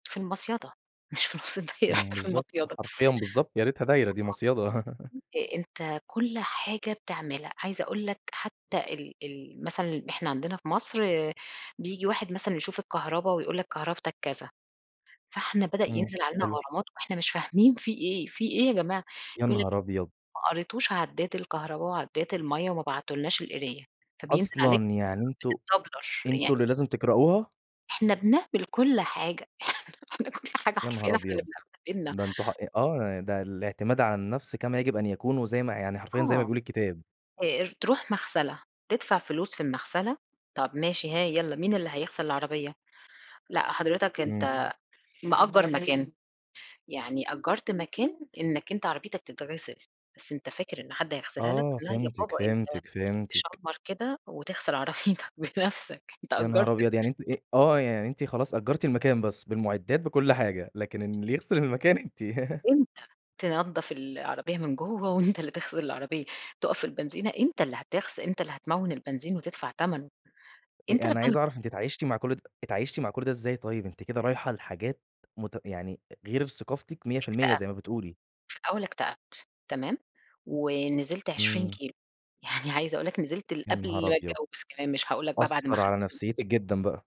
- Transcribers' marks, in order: tapping; laughing while speaking: "مش في نُص الدايرة إحنا فى المصيدة"; unintelligible speech; laugh; unintelligible speech; unintelligible speech; in English: "بتتدبلَّر"; laughing while speaking: "إحنا كل حاجة حرفيًا"; unintelligible speech; other background noise; laughing while speaking: "عربيتك بنفْسك"; laugh; laughing while speaking: "جوّا وأنت"; laughing while speaking: "يعني"
- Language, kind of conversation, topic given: Arabic, podcast, إيه هي تجربة علّمتك تعتمد على نفسك؟
- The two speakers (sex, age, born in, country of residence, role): female, 40-44, Egypt, Portugal, guest; male, 20-24, Egypt, Egypt, host